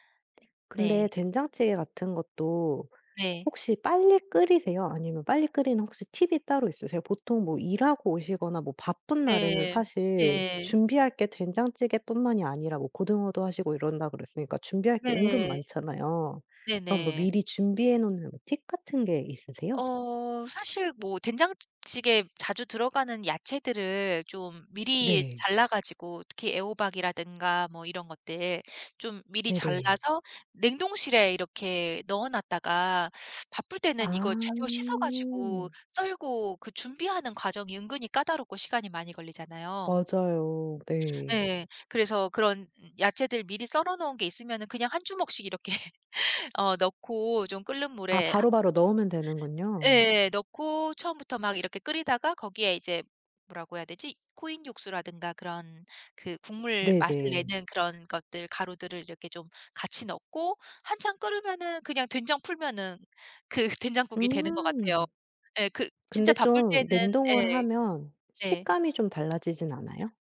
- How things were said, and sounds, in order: other background noise; laughing while speaking: "이렇게"; laughing while speaking: "그"; tapping
- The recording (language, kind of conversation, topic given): Korean, podcast, 가장 좋아하는 집밥은 무엇인가요?